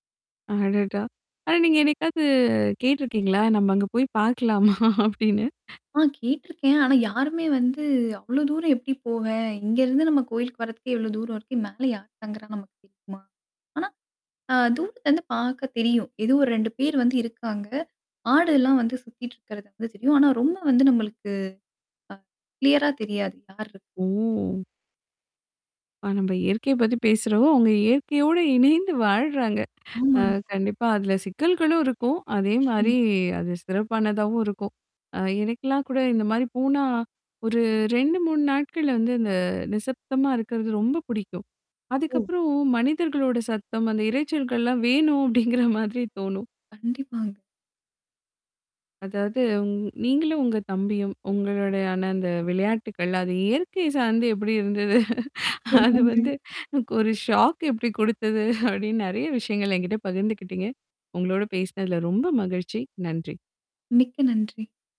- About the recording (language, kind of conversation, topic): Tamil, podcast, குழந்தைப் பருவத்தில் இயற்கையுடன் உங்கள் தொடர்பு எப்படி இருந்தது?
- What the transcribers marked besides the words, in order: mechanical hum; laughing while speaking: "பார்க்கலாமா அப்படின்னு?"; static; distorted speech; drawn out: "ஓ!"; laughing while speaking: "இணைந்து வாழ்றாங்க"; laughing while speaking: "வேணும் அப்படிங்கிற மாதிரி தோணும்"; laugh; laughing while speaking: "அது வந்து எனக்கு ஒரு ஷாக் எப்படி கொடுத்தது?"; in English: "ஷாக்"